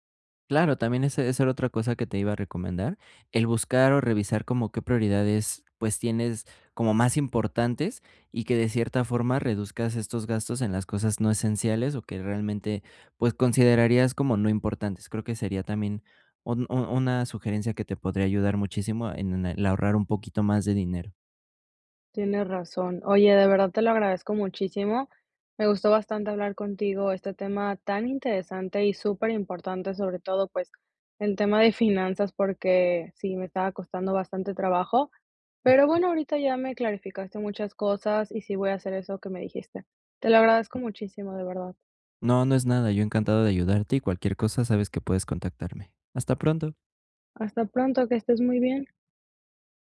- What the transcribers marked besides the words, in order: other background noise
- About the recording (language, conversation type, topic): Spanish, advice, ¿Cómo puedo equilibrar mis gastos y mi ahorro cada mes?